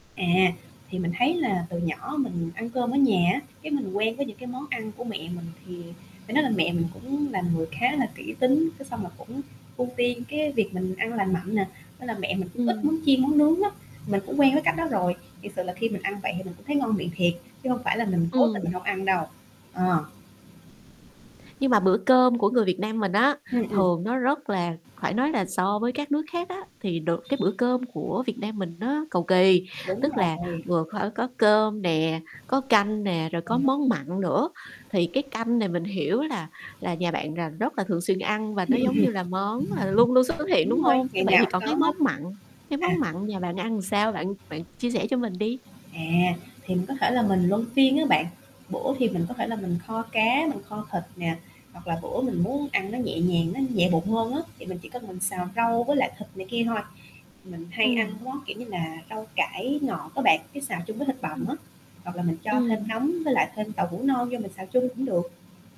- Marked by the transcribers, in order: static; tapping; horn; mechanical hum; other street noise
- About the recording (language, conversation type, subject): Vietnamese, podcast, Bạn có mẹo nào để ăn uống lành mạnh mà vẫn dễ áp dụng hằng ngày không?